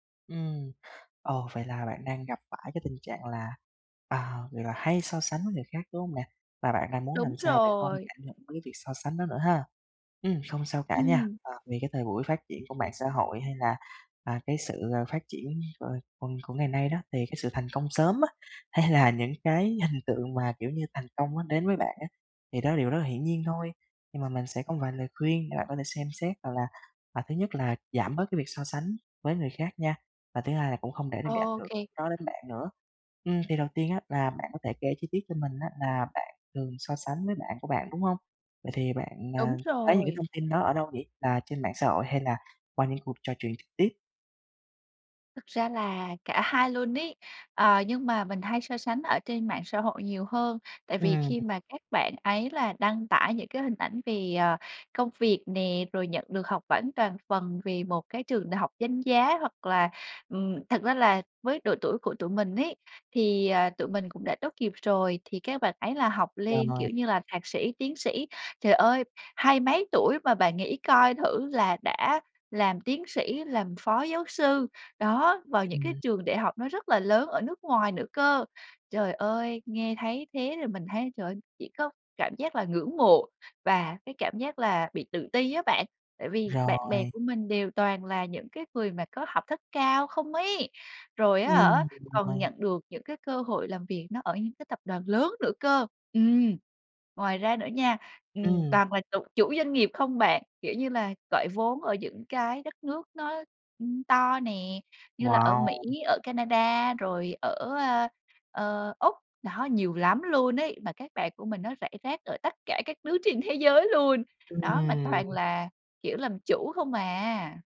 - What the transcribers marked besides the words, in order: tapping; laughing while speaking: "hay"; unintelligible speech; unintelligible speech
- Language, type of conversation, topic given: Vietnamese, advice, Làm sao để tôi không bị ảnh hưởng bởi việc so sánh mình với người khác?